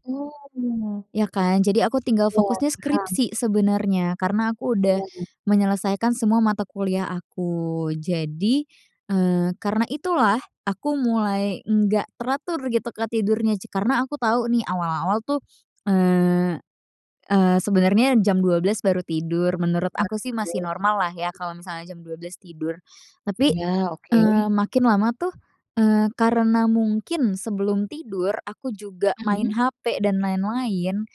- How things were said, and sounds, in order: none
- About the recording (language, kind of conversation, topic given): Indonesian, advice, Apakah tidur siang yang terlalu lama membuat Anda sulit tidur pada malam hari?